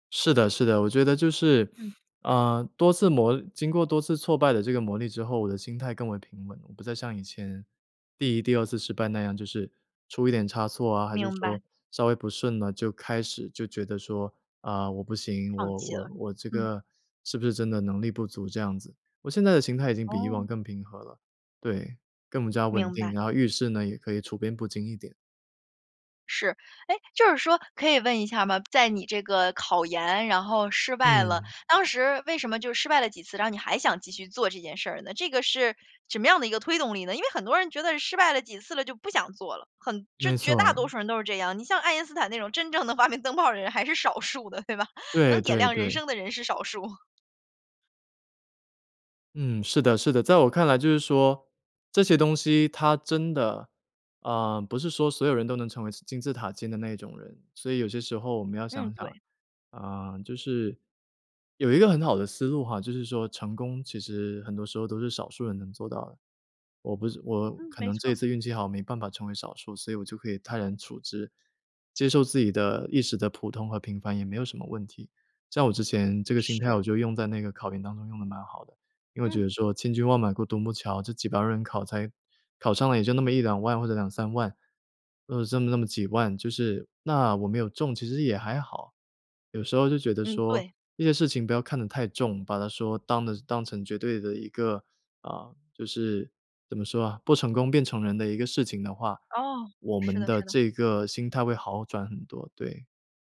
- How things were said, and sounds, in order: other background noise; laughing while speaking: "真正的发明灯泡的人还是少数的，对吧"; tapping
- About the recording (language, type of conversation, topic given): Chinese, podcast, 怎样克服害怕失败，勇敢去做实验？